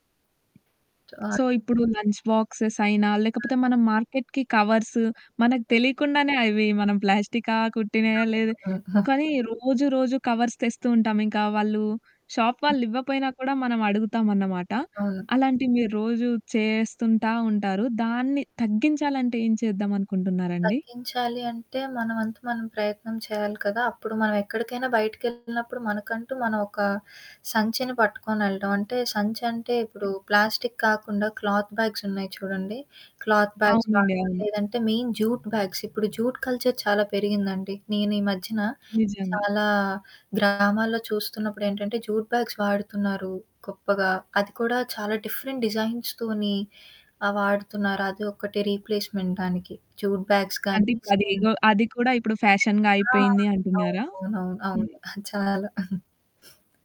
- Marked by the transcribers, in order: in English: "సో"; static; in English: "లంచ్ బాక్సెస్"; in English: "మార్కెట్‌కి"; other background noise; unintelligible speech; in English: "కవర్స్"; distorted speech; in English: "క్లాత్ బ్యాగ్స్"; in English: "క్లాత్ బ్యాగ్స్"; in English: "మెయిన్ జూట్ బ్యాగ్స్"; in English: "జూట్ కల్చర్"; in English: "జూట్ బ్యాగ్స్"; in English: "డిఫరెంట్ డిజైన్స్‌తోని"; in English: "రీప్లేస్మెంట్"; in English: "జూట్ బ్యాగ్స్"; in English: "ఫ్యాషన్‌గా"; chuckle
- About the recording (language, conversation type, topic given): Telugu, podcast, ప్లాస్టిక్ వాడకాన్ని తగ్గించేందుకు సులభంగా పాటించగల మార్గాలు ఏమేమి?